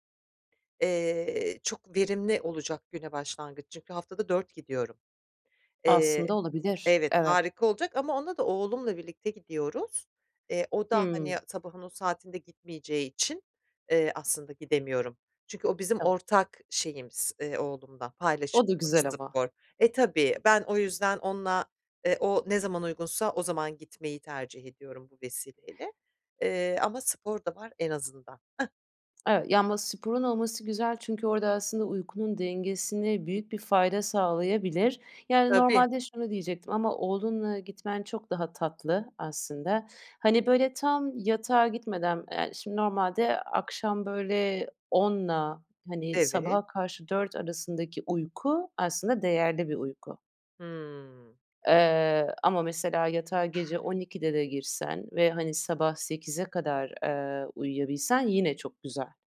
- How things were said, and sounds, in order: other background noise; chuckle; tapping
- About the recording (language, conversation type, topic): Turkish, advice, Tutarlı bir uyku programını nasıl oluşturabilirim ve her gece aynı saatte uyumaya nasıl alışabilirim?